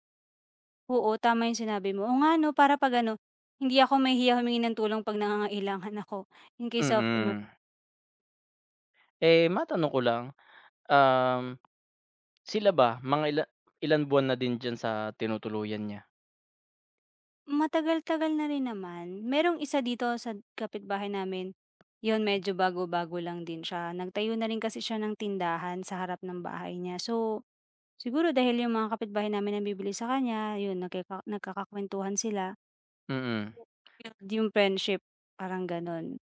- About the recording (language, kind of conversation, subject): Filipino, advice, Paano ako makikipagkapwa nang maayos sa bagong kapitbahay kung magkaiba ang mga gawi namin?
- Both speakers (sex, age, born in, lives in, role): female, 35-39, Philippines, Philippines, user; male, 30-34, Philippines, Philippines, advisor
- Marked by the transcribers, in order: tapping; unintelligible speech